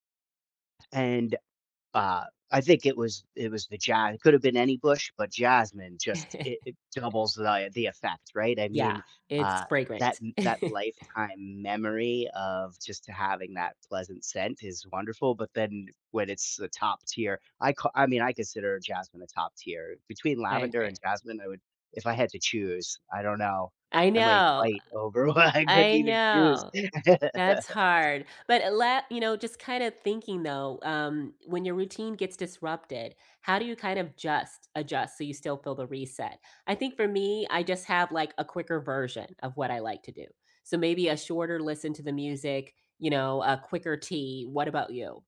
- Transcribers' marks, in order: chuckle; tapping; chuckle; laughing while speaking: "one. I couldn't even choose"; laugh
- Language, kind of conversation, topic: English, unstructured, Which simple rituals help you decompress after a busy day, and what makes them meaningful to you?
- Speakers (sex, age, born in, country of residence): female, 45-49, United States, United States; male, 45-49, United States, United States